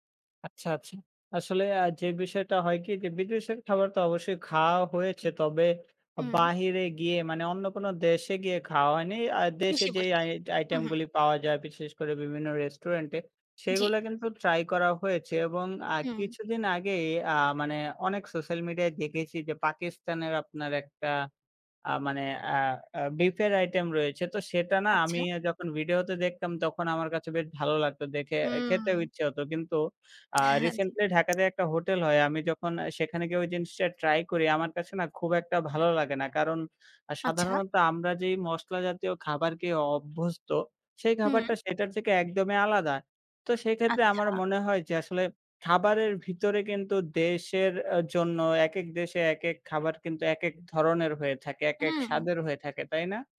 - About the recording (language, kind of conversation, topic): Bengali, unstructured, বিভিন্ন দেশের খাবারের মধ্যে আপনার কাছে সবচেয়ে বড় পার্থক্যটা কী বলে মনে হয়?
- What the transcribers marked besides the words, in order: other background noise; laughing while speaking: "হ্যাঁ"; tapping